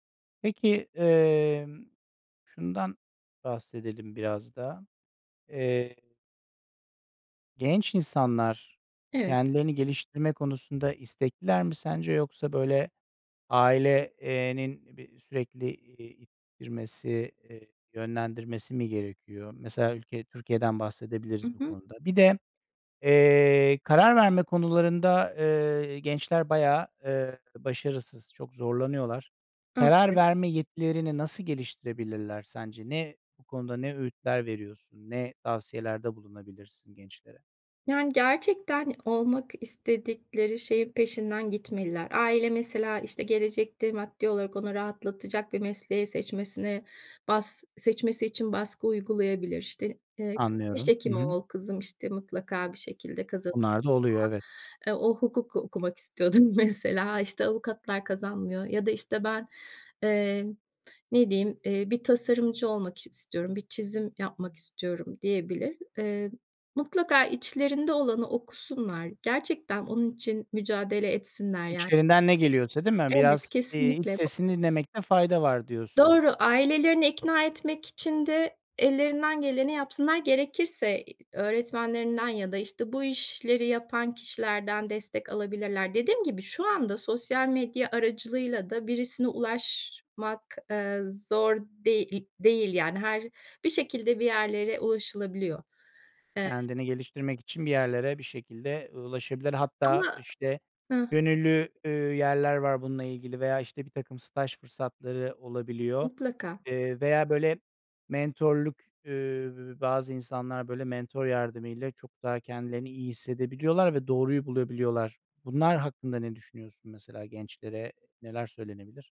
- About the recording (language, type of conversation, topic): Turkish, podcast, Gençlere vermek istediğiniz en önemli öğüt nedir?
- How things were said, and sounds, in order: tapping; other background noise; unintelligible speech; laughing while speaking: "istiyordur mesela"; other noise; "mentör" said as "mentor"